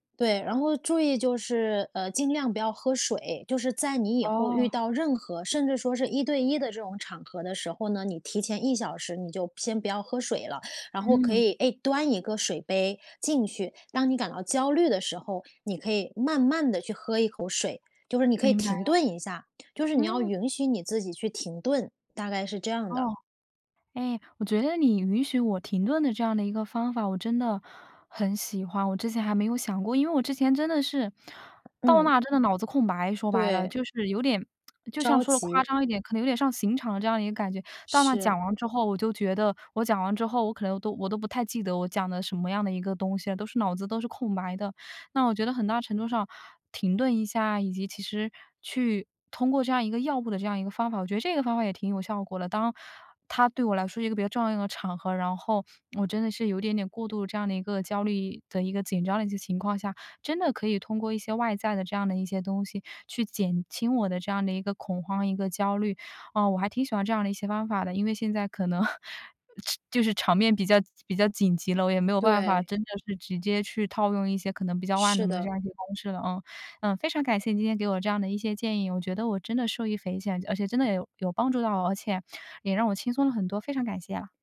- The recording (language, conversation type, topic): Chinese, advice, 你在即将进行公开演讲或汇报前，为什么会感到紧张或恐慌？
- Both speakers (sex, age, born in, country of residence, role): female, 25-29, United States, United States, user; female, 30-34, China, Thailand, advisor
- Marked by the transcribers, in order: other background noise; lip smack; laughing while speaking: "可能"